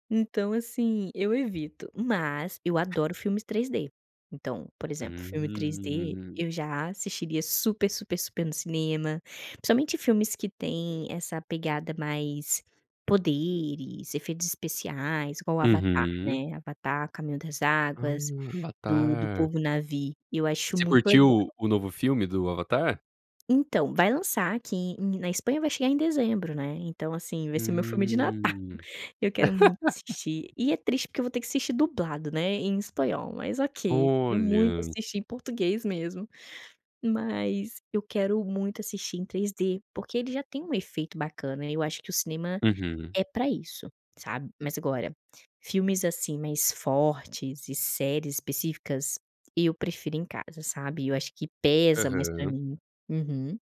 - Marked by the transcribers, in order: tapping; drawn out: "Hum"; laughing while speaking: "Natal"; laugh
- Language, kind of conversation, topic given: Portuguese, podcast, Como você decide entre assistir a um filme no cinema ou em casa?